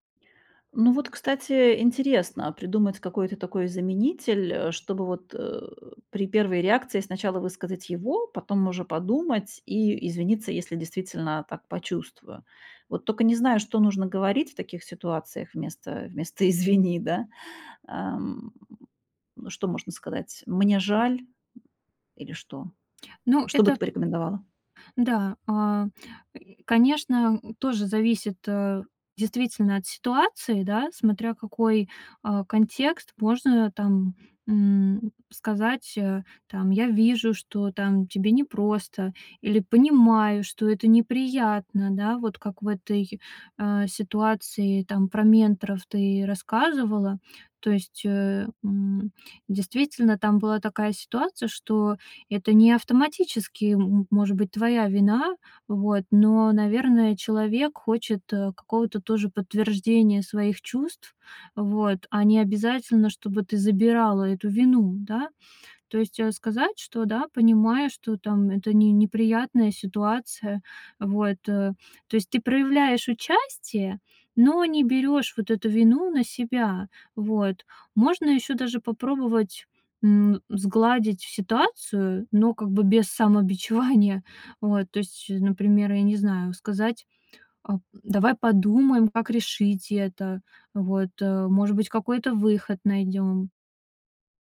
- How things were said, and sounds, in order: chuckle
- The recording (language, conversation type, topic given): Russian, advice, Почему я всегда извиняюсь, даже когда не виноват(а)?